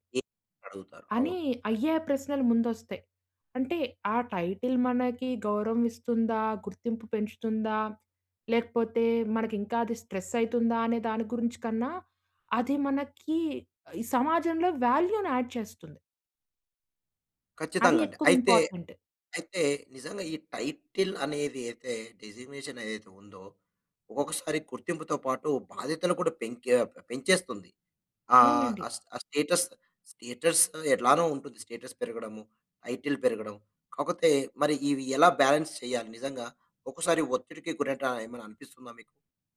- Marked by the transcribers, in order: in English: "టైటిల్"; in English: "వాల్యూ‌ని యాడ్"; in English: "ఇంపార్టెంట్"; in English: "టైటిల్"; in English: "స్టేటస్, స్టేటస్"; in English: "స్టేటస్"; in English: "టైటిల్"; "కాకపోతే" said as "కాకొతే"; in English: "బాలన్స్"
- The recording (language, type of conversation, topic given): Telugu, podcast, ఉద్యోగ హోదా మీకు ఎంత ప్రాముఖ్యంగా ఉంటుంది?